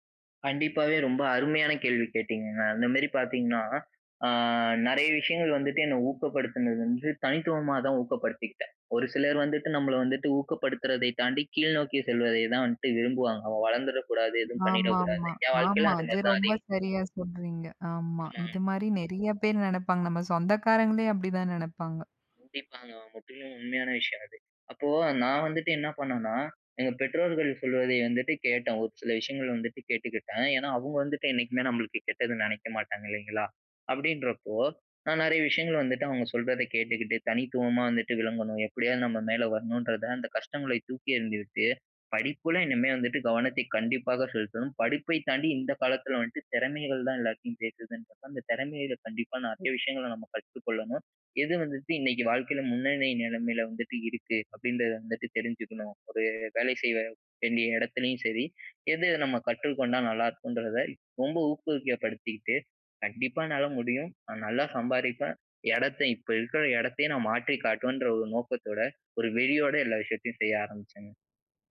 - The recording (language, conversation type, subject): Tamil, podcast, மீண்டும் கற்றலைத் தொடங்குவதற்கு சிறந்த முறையெது?
- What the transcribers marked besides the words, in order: "மாதிரி" said as "மேரி"; "நிறைய" said as "நறைய"; other background noise; "மாதிரி" said as "மேரி"; unintelligible speech; fan; "வந்துட்டு" said as "வன்ட்டு"; trusting: "ஒரு வேலை செய்ய வேண்டிய இடத்திலயும் … விஷயத்தையும் செய்ய ஆரம்பிச்சேங்க"; "ஊக்கப்படுத்திக்கிட்டு" said as "ஊக்குவிக்கப்படுத்திட்டு"